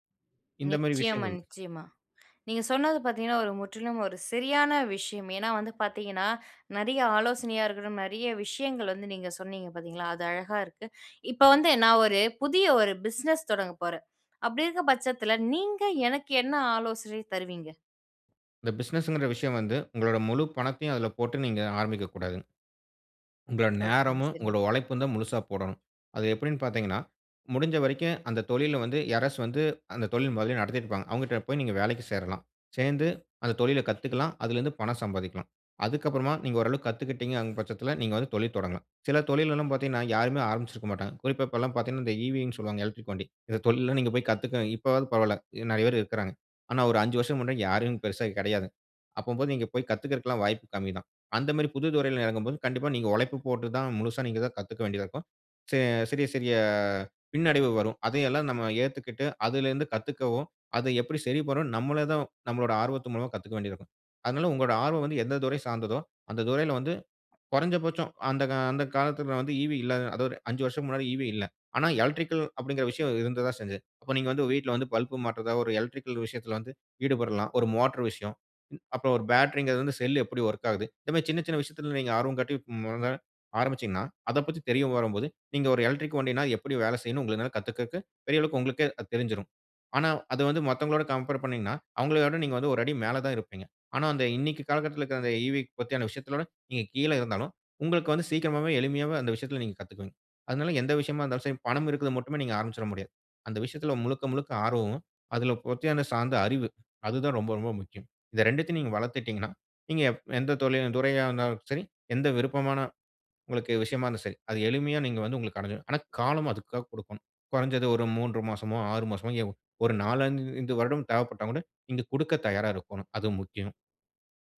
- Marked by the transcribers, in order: other background noise; "உங்களோட" said as "உங்கட"; "கத்துக்கிட்டீங்கங்ற" said as "கத்துக்கிட்டீங்அங்"; "இருக்க" said as "இருந்த"; "செஞ்சது" said as "செஞ்சே"; "உங்களால" said as "உங்கள்னால"; "கத்துக்குறதுக்கு" said as "கத்துக்கக்கு"; "அவங்களைவிட" said as "அவங்களையவிட"; "பத்துன" said as "பத்தியான"; unintelligible speech
- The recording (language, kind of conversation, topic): Tamil, podcast, புதியதாக தொடங்குகிறவர்களுக்கு உங்களின் மூன்று முக்கியமான ஆலோசனைகள் என்ன?